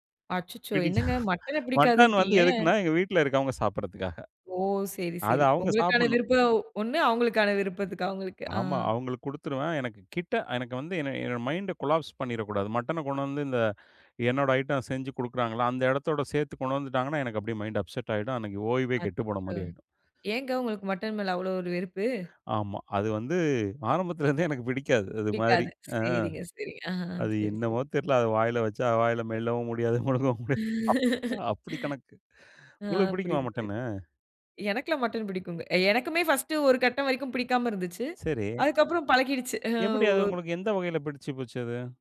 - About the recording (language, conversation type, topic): Tamil, podcast, ஒரு நாளுக்கான பரிபூரண ஓய்வை நீங்கள் எப்படி வர்ணிப்பீர்கள்?
- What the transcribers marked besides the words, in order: laughing while speaking: "பிடிக்கா"; in English: "மைண்ட கொலாப்ஸ்"; in English: "மைண்ட் அப்செட்"; laughing while speaking: "வாயில மெல்லவும் முடியாது, முழுங்கவும் முடியாது"; laugh; in English: "ஃபர்ஸ்ட்"; other background noise